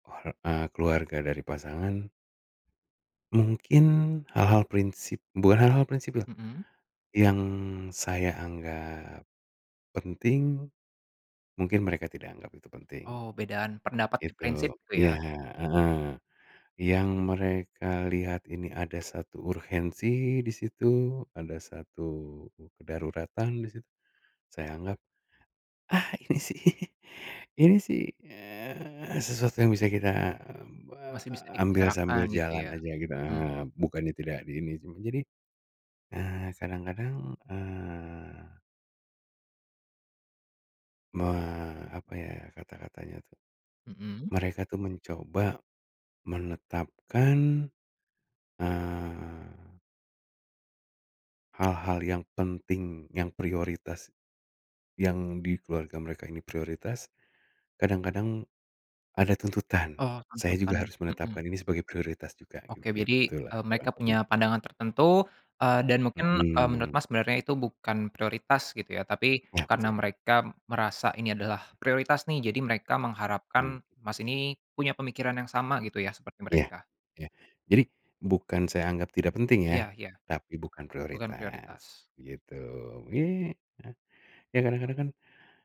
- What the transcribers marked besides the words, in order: tapping; chuckle; other background noise
- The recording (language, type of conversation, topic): Indonesian, podcast, Menurutmu, kapan kita perlu menetapkan batasan dengan keluarga?